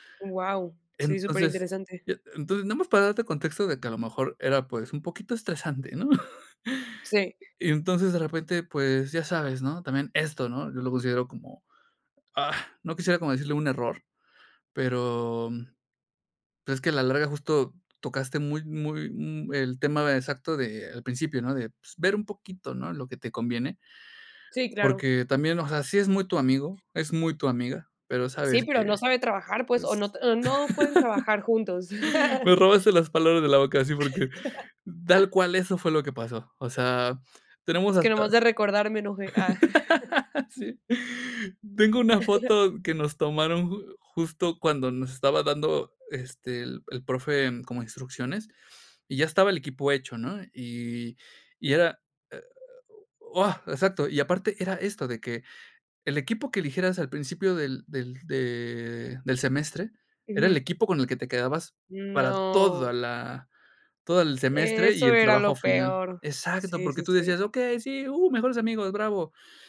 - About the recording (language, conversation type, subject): Spanish, podcast, ¿Prefieres colaborar o trabajar solo cuando haces experimentos?
- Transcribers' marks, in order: chuckle; other background noise; laugh; chuckle; laugh; chuckle; laugh; chuckle